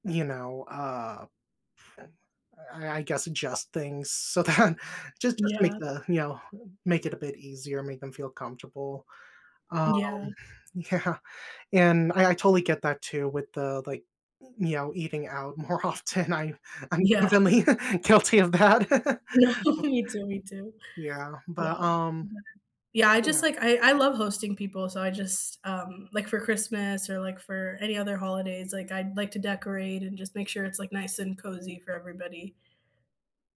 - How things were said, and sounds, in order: other background noise; laughing while speaking: "that"; laughing while speaking: "yeah"; chuckle; laughing while speaking: "more often. I I'm definitely guilty of that"; laughing while speaking: "No"; unintelligible speech; laugh
- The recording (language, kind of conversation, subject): English, unstructured, How can you design your home around food and friendship to make hosting feel warmer and easier?
- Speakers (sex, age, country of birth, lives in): female, 25-29, United States, United States; male, 25-29, United States, United States